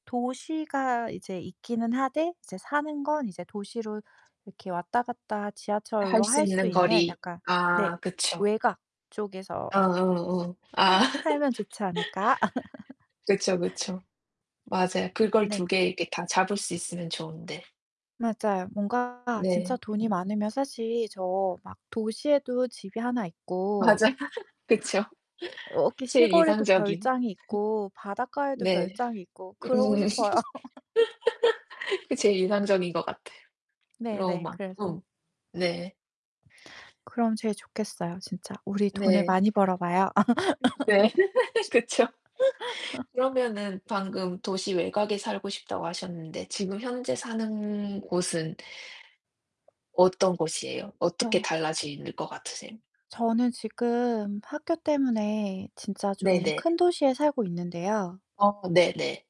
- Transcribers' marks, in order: other background noise; laugh; laugh; tapping; distorted speech; laugh; laughing while speaking: "음"; laugh; laughing while speaking: "네"; laugh
- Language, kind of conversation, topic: Korean, unstructured, 미래에 어디에서 살고 싶나요?